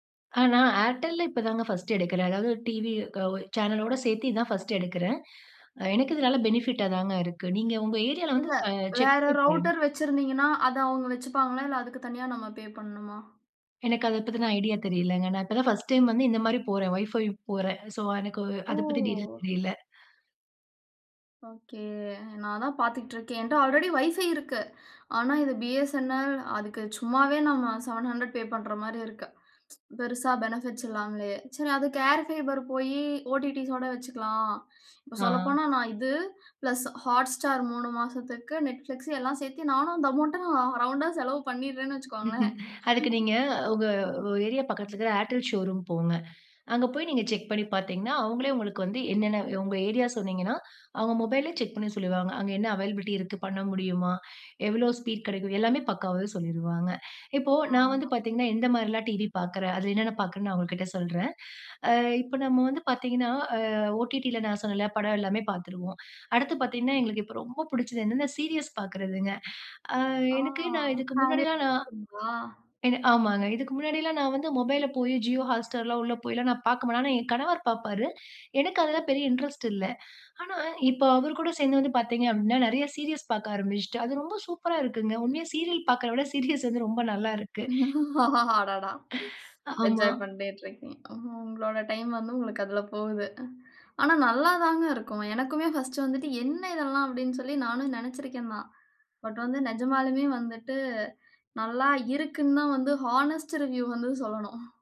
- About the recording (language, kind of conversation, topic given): Tamil, podcast, ஸ்ட்ரீமிங் தளங்கள் சினிமா அனுபவத்தை எவ்வாறு மாற்றியுள்ளன?
- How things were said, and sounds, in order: inhale; in English: "பெனிஃபிட்ட"; in English: "ரூட்டர்"; unintelligible speech; in English: "சோ"; in English: "டீடெயில்"; inhale; in English: "ஆல்ரெடி வைஃபை"; inhale; in English: "செவன் ஹண்ட்ரட் பே"; tsk; in English: "பெனிஃபிட்ஸ்"; in English: "ஏர் பைபர்"; inhale; in English: "பிளஸ்"; laughing while speaking: "நானும் அந்த அமவுண்ட்ட நான் ரவுண்டா செலவு பண்ணிறேன் வச்சுக்கோங்களேன்"; in English: "அமவுண்ட்ட"; chuckle; in English: "ஷோரூம்"; in English: "அவைலபிலிட்டி"; inhale; inhale; in English: "சீரியஸ்"; "சீரிஸ்" said as "சீரியஸ்"; unintelligible speech; in English: "இன்ட்ரெஸ்ட்"; in English: "சீரியஸ்"; "சீரிஸ்" said as "சீரியஸ்"; laughing while speaking: "சீரியல் பார்க்குறத விட சீரியஸ் வந்து ரொம்ப நல்லா இருக்கு"; "சீரிஸ்" said as "சீரியஸ்"; laugh; inhale; inhale; in English: "ஹானஸ்ட் ரிவ்யூ"; chuckle